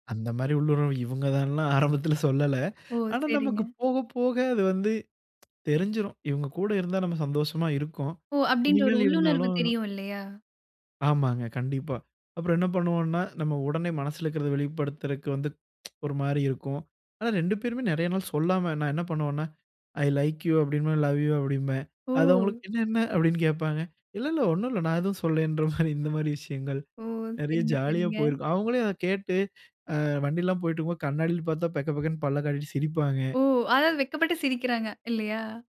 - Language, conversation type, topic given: Tamil, podcast, பிரியமானவரை தேர்ந்தெடுக்கும் போது உள்ளுணர்வு எப்படி உதவுகிறது?
- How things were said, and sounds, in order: joyful: "அந்த மாதிரி உள்ளுண்ர்வு இவங்க தான்லாம் … இருக்கோம். இனிமேல இருந்தாலும்"; tsk; joyful: "ஓ! அதாவது வெட்கப்பட்டுட்டு சிரிக்கிறாங்க இல்லையா?"